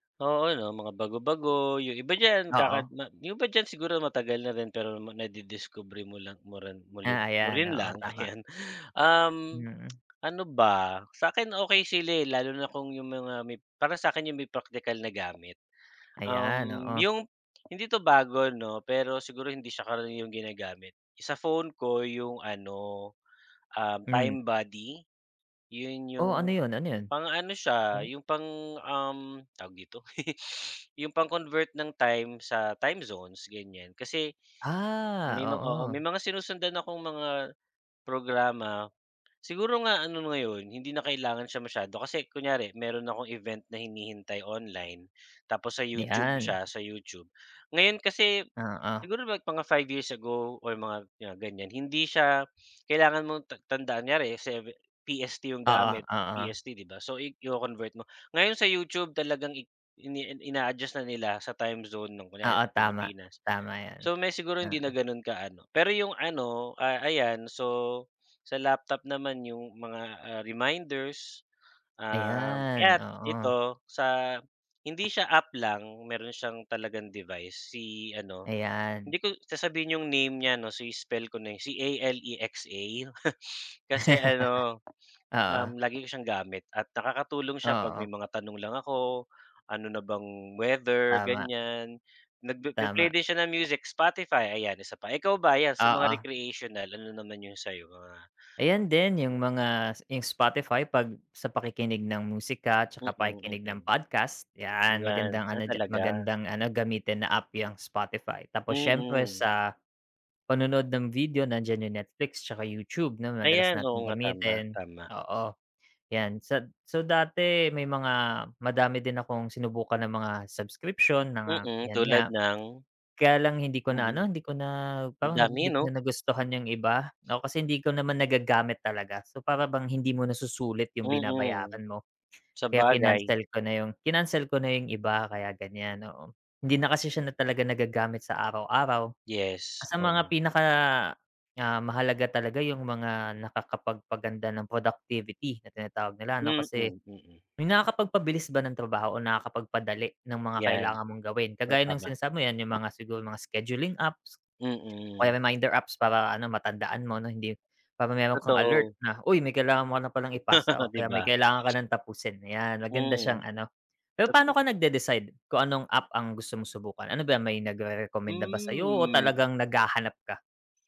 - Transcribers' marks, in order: tapping; tsk; giggle; other background noise; chuckle; chuckle; drawn out: "Hmm"
- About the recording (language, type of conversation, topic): Filipino, unstructured, Paano mo ginagamit ang teknolohiya sa araw-araw mong buhay, at ano ang palagay mo sa mga bagong aplikasyon na lumalabas buwan-buwan?